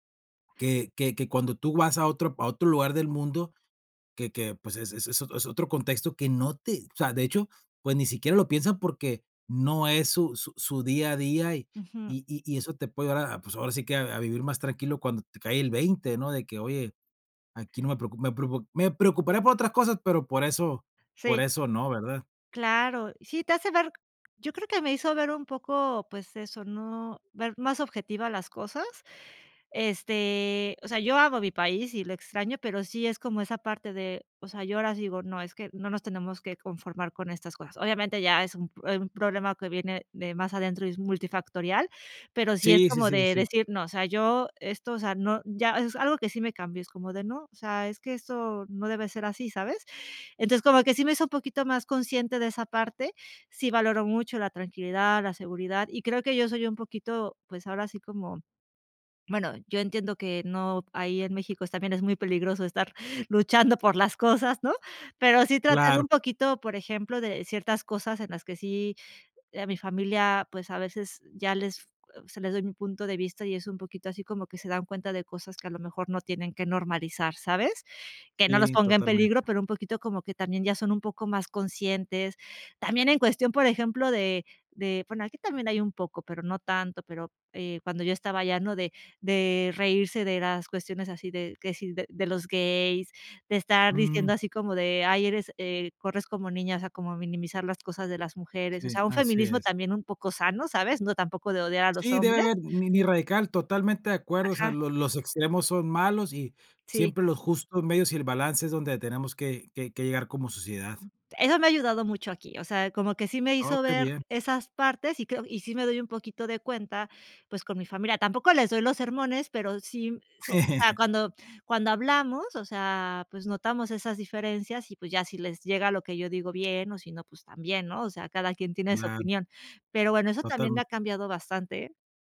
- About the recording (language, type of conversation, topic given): Spanish, podcast, ¿Qué te enseñó mudarte a otro país?
- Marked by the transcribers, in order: tapping; laughing while speaking: "estar"; other background noise; laugh